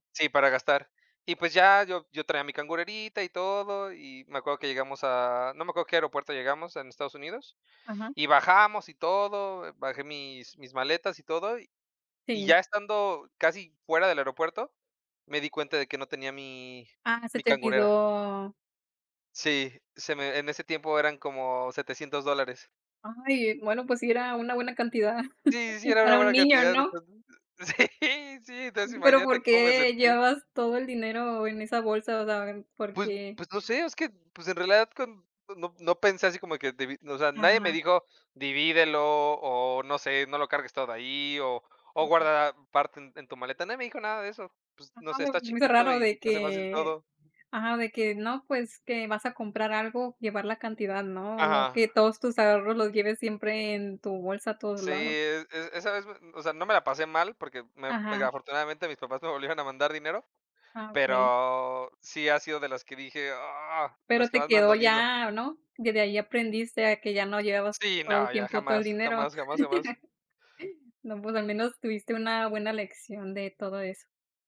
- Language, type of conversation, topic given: Spanish, unstructured, ¿Alguna vez te han robado algo mientras viajabas?
- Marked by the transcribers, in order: chuckle; laughing while speaking: "sí, sí, entonces imagínate"; unintelligible speech; laugh